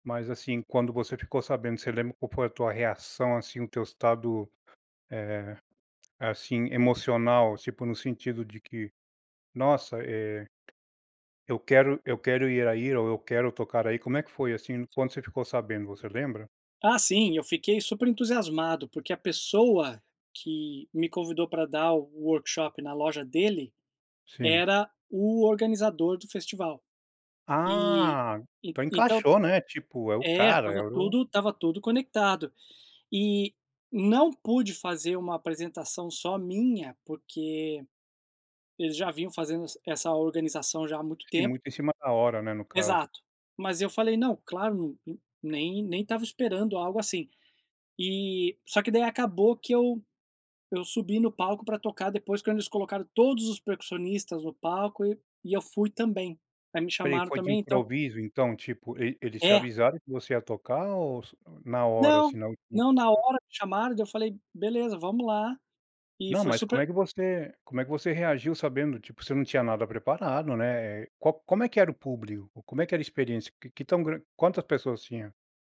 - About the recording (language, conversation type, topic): Portuguese, podcast, Você pode me contar sobre um lugar que mudou a sua vida?
- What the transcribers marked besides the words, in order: tapping